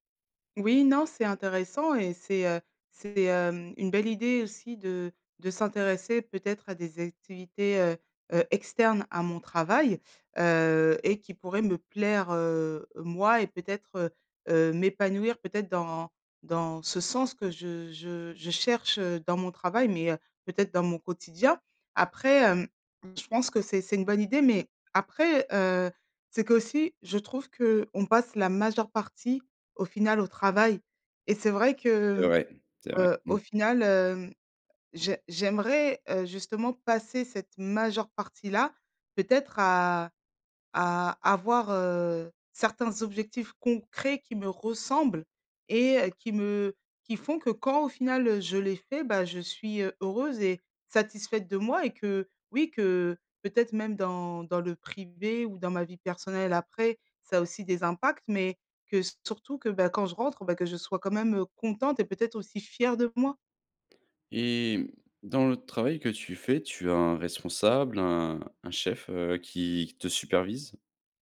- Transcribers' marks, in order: stressed: "majeure"; stressed: "ressemblent"; other background noise
- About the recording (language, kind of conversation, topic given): French, advice, Comment puis-je redonner du sens à mon travail au quotidien quand il me semble routinier ?